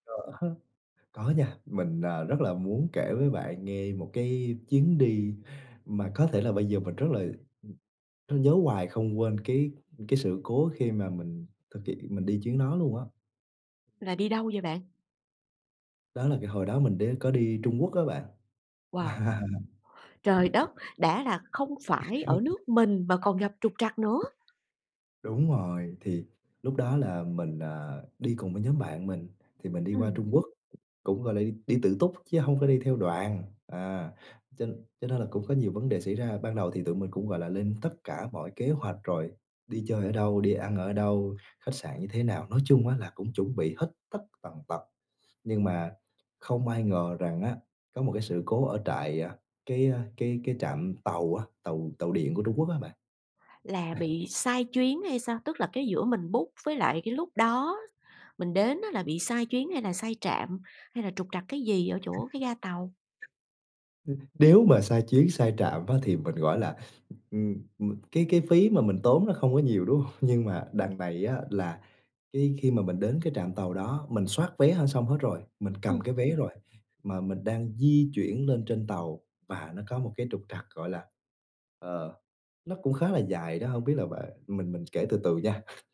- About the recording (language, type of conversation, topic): Vietnamese, podcast, Bạn có thể kể về một chuyến đi gặp trục trặc nhưng vẫn rất đáng nhớ không?
- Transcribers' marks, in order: laughing while speaking: "Có"; laugh; tapping; laugh; other background noise; chuckle; in English: "book"; laugh; laugh